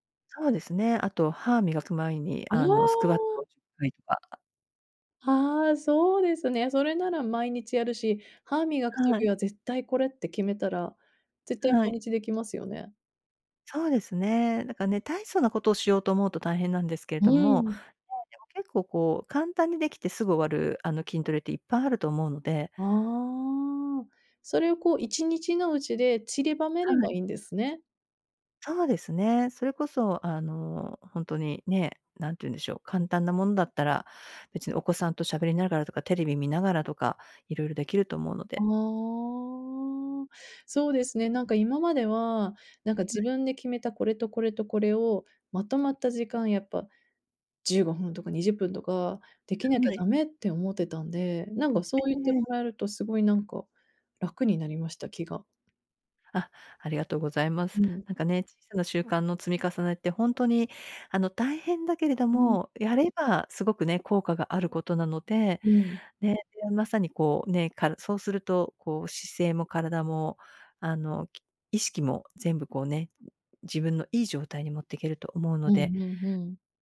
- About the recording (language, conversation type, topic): Japanese, advice, 小さな習慣を積み重ねて、理想の自分になるにはどう始めればよいですか？
- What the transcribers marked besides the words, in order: other background noise; drawn out: "ああ"; other noise